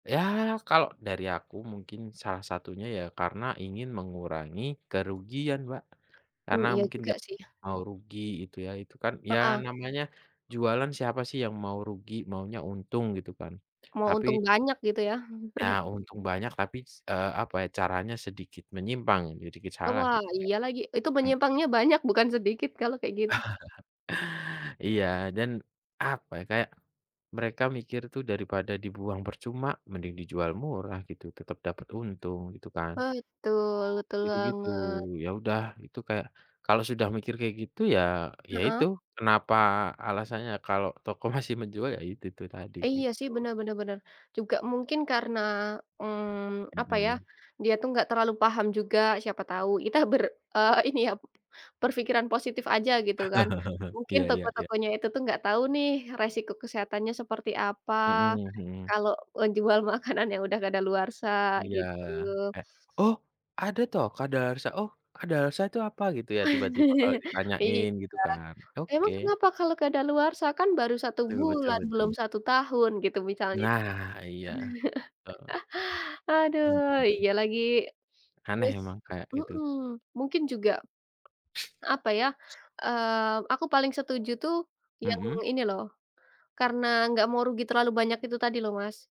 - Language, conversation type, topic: Indonesian, unstructured, Bagaimana kamu menanggapi makanan kedaluwarsa yang masih dijual?
- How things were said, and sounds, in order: tapping; chuckle; chuckle; other background noise; laughing while speaking: "masih"; laughing while speaking: "ber eee, ini ya"; laugh; laughing while speaking: "makanan"; laugh; chuckle